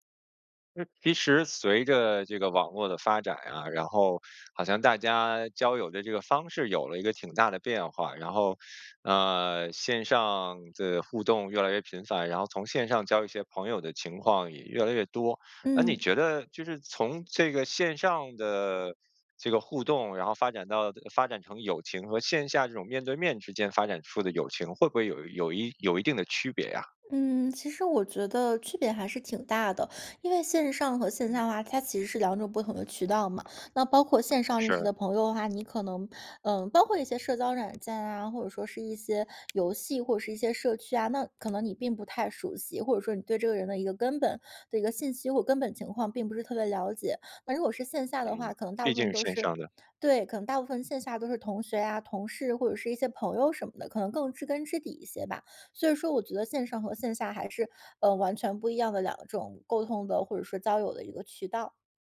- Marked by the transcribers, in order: other noise; other background noise
- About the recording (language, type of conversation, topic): Chinese, podcast, 你怎么看待线上交友和线下交友？